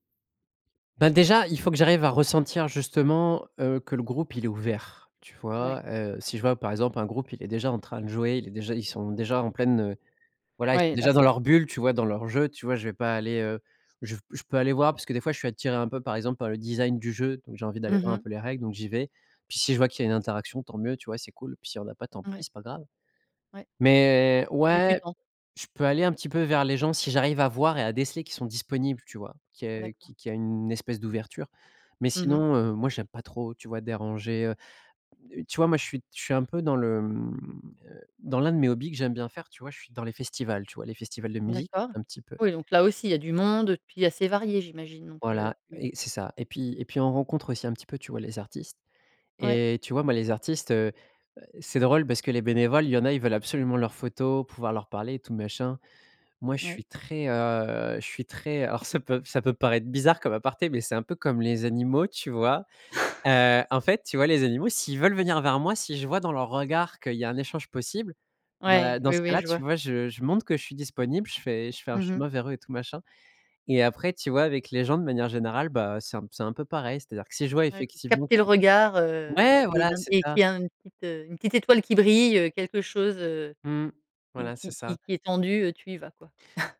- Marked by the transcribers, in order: scoff; chuckle
- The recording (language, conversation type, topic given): French, podcast, Comment fais-tu pour briser l’isolement quand tu te sens seul·e ?